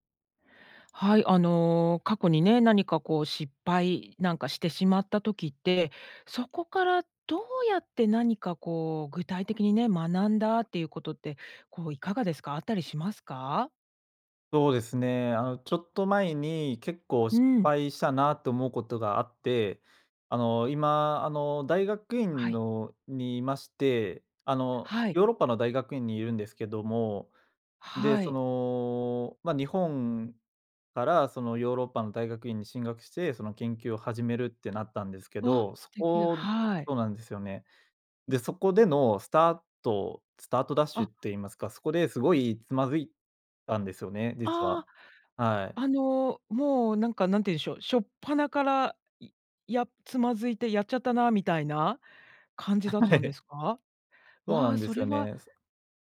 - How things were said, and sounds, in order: laughing while speaking: "はい"
- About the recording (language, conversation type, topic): Japanese, podcast, 失敗からどのようなことを学びましたか？